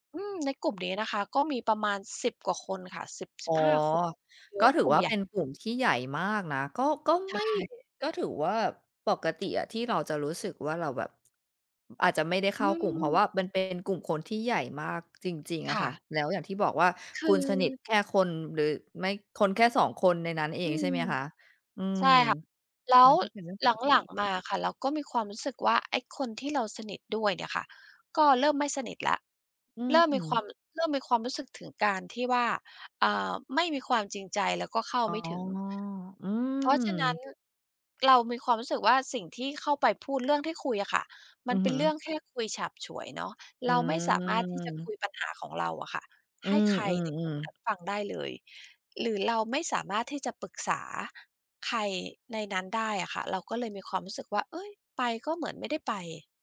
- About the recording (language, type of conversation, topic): Thai, advice, ทำไมฉันถึงรู้สึกโดดเดี่ยวแม้อยู่กับกลุ่มเพื่อน?
- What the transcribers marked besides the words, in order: other noise; other background noise; drawn out: "อืม"; tapping